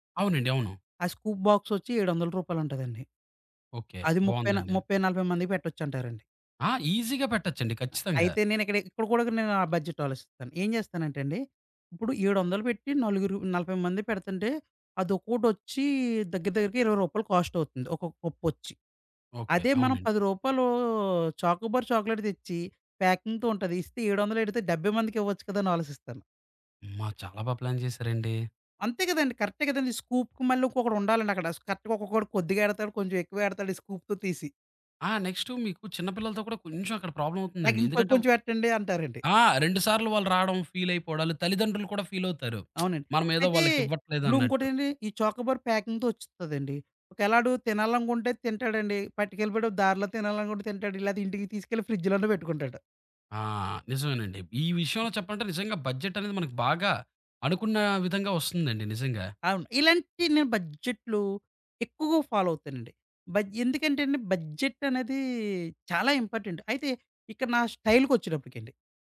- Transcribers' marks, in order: in English: "స్కూప్"; in English: "ఈసీగా"; other background noise; in English: "బడ్జెట్"; in English: "కస్ట్"; in English: "చాకోబార్ చాక్లేట్"; in English: "ప్యాకింగ్‌తో"; in English: "ప్లాన్"; in English: "స్కూప్‌కి"; in English: "కరెక్ట్‌గా"; in English: "స్కూప్‌తో"; in English: "నెక్స్ట్"; lip smack; in English: "చాకోబార్"; in English: "ఫ్రిడ్జ్‌లో"; in English: "ఫాలో"; in English: "ఇంపార్టెంట్"
- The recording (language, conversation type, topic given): Telugu, podcast, బడ్జెట్ పరిమితి ఉన్నప్పుడు స్టైల్‌ను ఎలా కొనసాగించాలి?